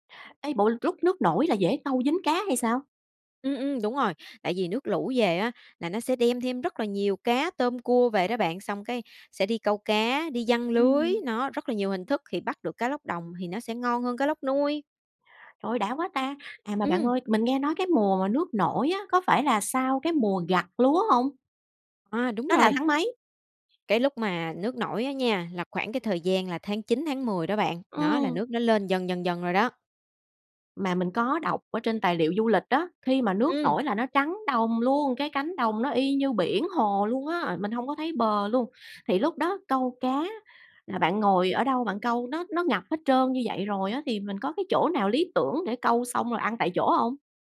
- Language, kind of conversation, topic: Vietnamese, podcast, Có món ăn nào khiến bạn nhớ về nhà không?
- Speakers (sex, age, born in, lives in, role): female, 25-29, Vietnam, Vietnam, guest; female, 40-44, Vietnam, Vietnam, host
- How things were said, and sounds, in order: tapping